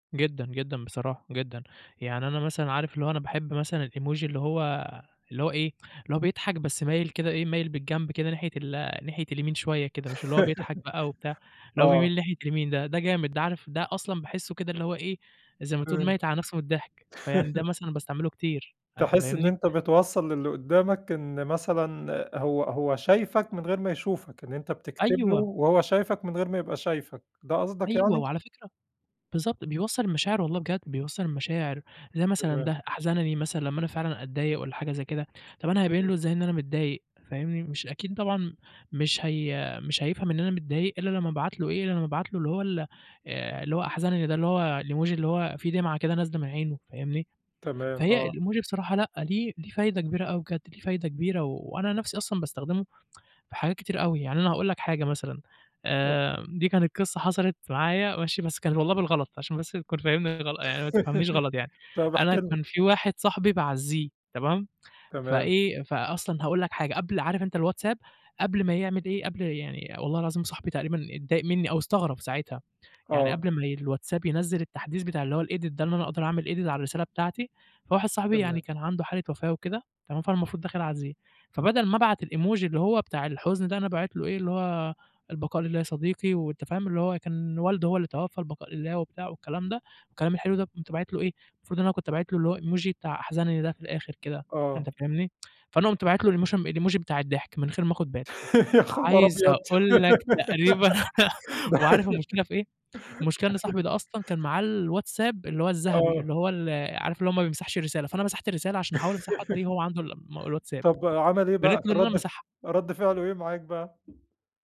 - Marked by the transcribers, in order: in English: "الEmoji"; laugh; laugh; in English: "الemoji"; in English: "الemoji"; laugh; in English: "الedit"; in English: "edit"; in English: "الemoji"; in English: "الemoji"; in English: "الemoji"; laugh; other background noise; laugh; giggle; laugh; laugh
- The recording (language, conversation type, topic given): Arabic, podcast, إيه رأيك في الإيموجي وإزاي بتستخدمه عادة؟